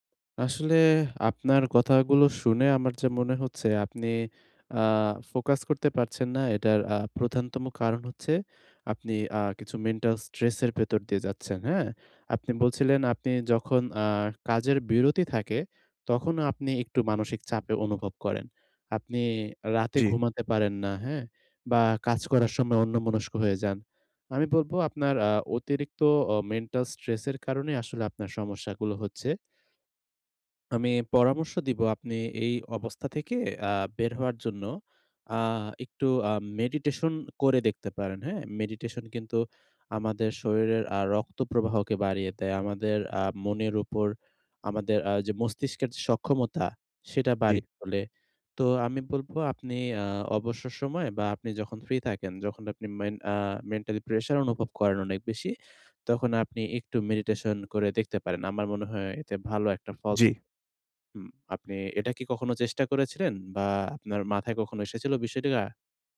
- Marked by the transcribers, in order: other background noise; in English: "মেডিটেশন"; in English: "মেডিটেশন"
- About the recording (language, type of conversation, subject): Bengali, advice, আপনি উদ্বিগ্ন হলে কীভাবে দ্রুত মনোযোগ ফিরিয়ে আনতে পারেন?